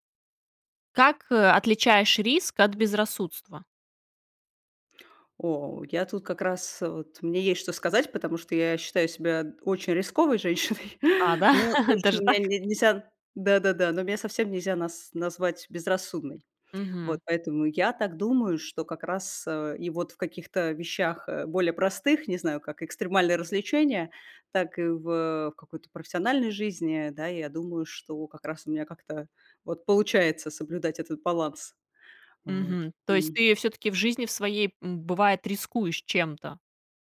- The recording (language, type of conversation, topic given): Russian, podcast, Как ты отличаешь риск от безрассудства?
- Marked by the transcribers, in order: laughing while speaking: "женщиной"; laughing while speaking: "да?"; tapping; other background noise